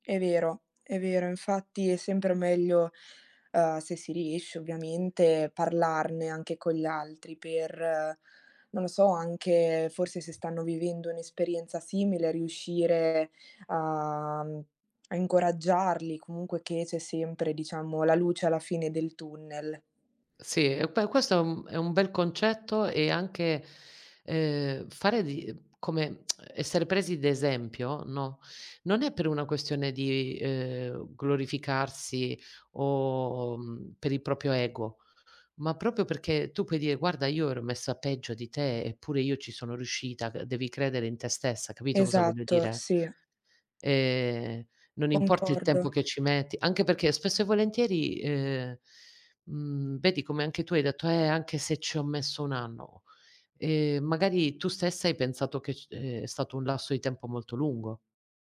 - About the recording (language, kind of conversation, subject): Italian, unstructured, Hai mai vissuto un’esperienza che ti ha cambiato profondamente?
- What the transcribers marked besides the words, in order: other background noise; lip smack; background speech